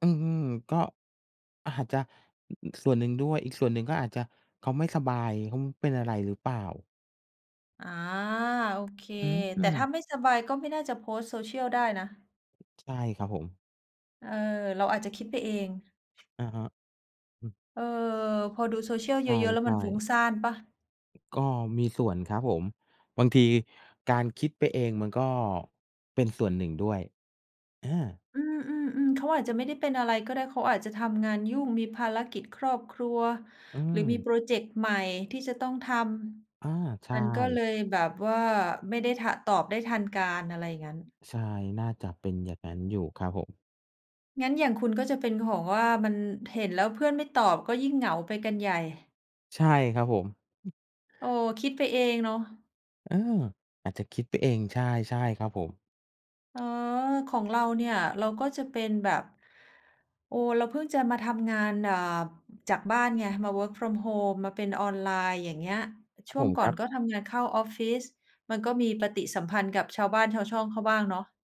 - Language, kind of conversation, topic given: Thai, unstructured, คุณเคยรู้สึกเหงาหรือเศร้าจากการใช้โซเชียลมีเดียไหม?
- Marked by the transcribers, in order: other background noise; bird; in English: "work from home"